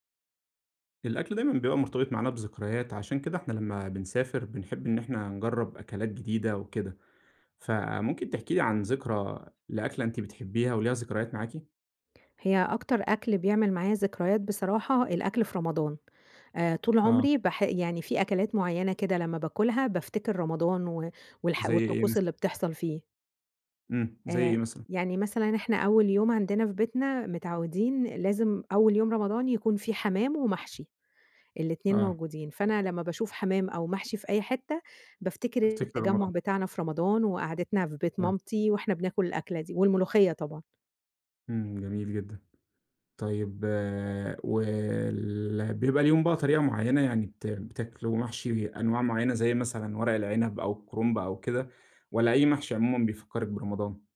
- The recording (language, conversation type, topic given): Arabic, podcast, إيه أكتر ذكرى ليك مرتبطة بأكلة بتحبها؟
- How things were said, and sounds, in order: tapping; other background noise